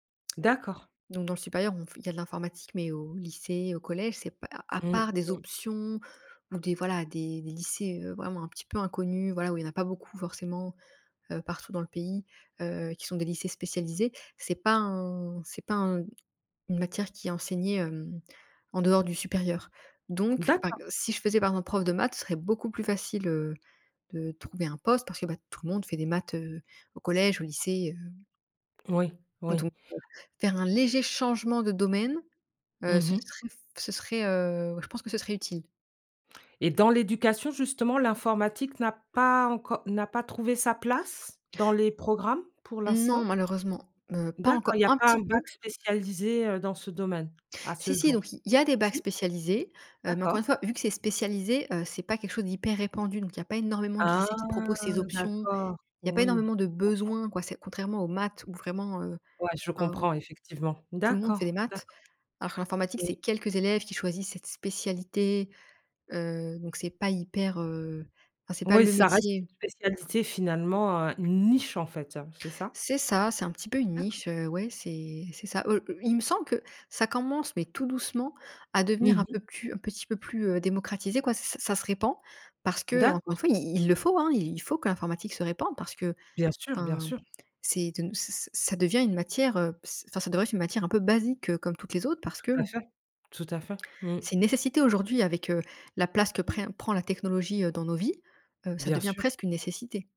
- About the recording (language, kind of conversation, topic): French, podcast, Qu’est-ce qui te passionne dans ton travail ?
- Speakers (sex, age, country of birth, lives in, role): female, 25-29, France, France, guest; female, 45-49, France, United States, host
- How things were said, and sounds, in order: tapping; drawn out: "Ah"; stressed: "besoins"; stressed: "quelques"; stressed: "niche"